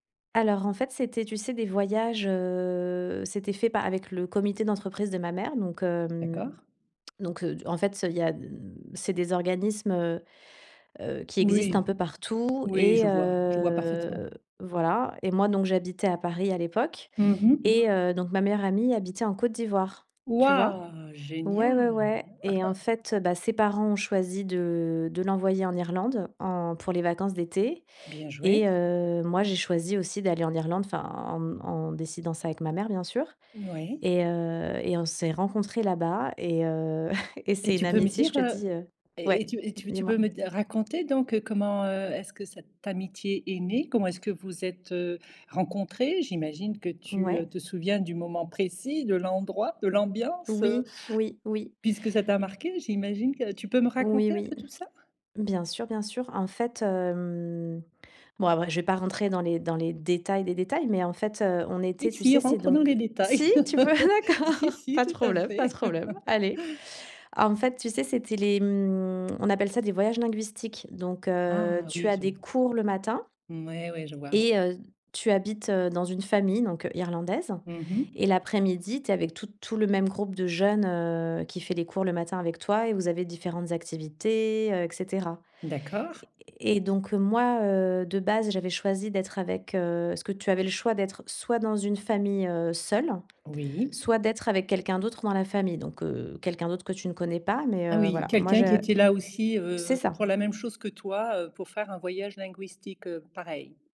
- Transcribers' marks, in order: drawn out: "heu"; drawn out: "heu"; chuckle; chuckle; tapping; laughing while speaking: "veux ? D'accord"; laugh
- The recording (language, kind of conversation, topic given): French, podcast, Peux-tu raconter une amitié née pendant un voyage ?